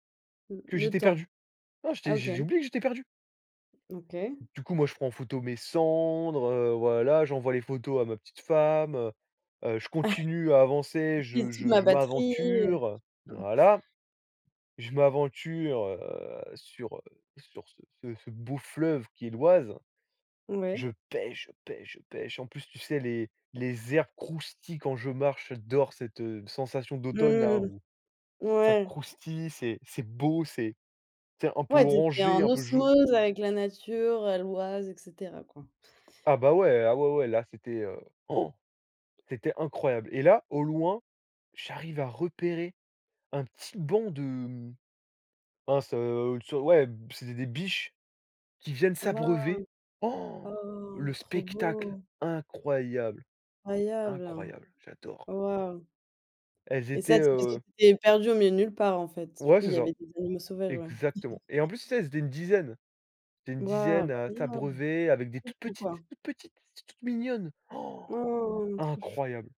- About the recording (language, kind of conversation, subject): French, podcast, Peux-tu me raconter une fois où tu t’es perdu(e) ?
- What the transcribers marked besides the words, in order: other background noise; chuckle; stressed: "pêche"; stressed: "pêche"; stressed: "pêche"; tapping; gasp; gasp; stressed: "incroyable"; gasp; gasp